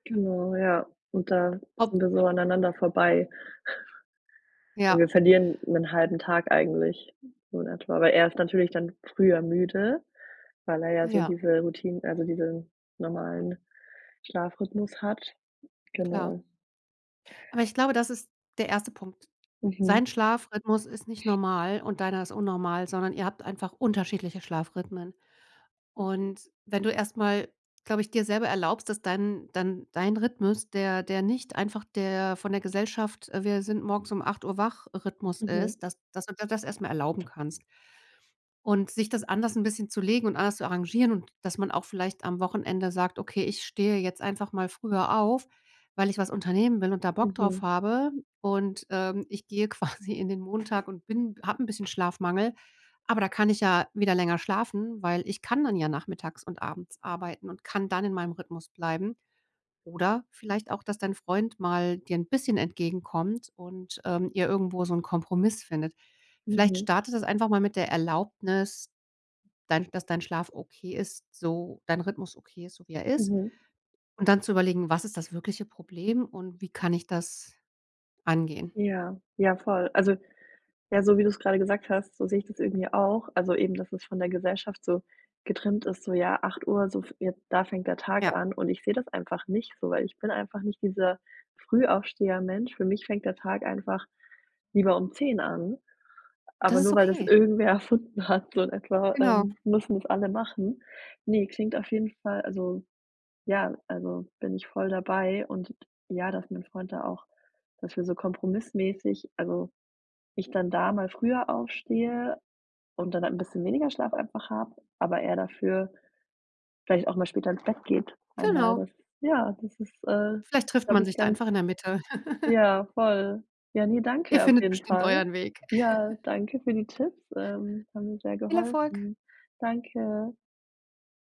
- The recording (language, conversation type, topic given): German, advice, Wie kann ich meine Abendroutine so gestalten, dass ich zur Ruhe komme und erholsam schlafe?
- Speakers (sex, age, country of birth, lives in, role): female, 30-34, Germany, Germany, user; female, 40-44, Germany, Germany, advisor
- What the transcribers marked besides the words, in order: other background noise; laughing while speaking: "quasi"; laughing while speaking: "irgendwer"; giggle; giggle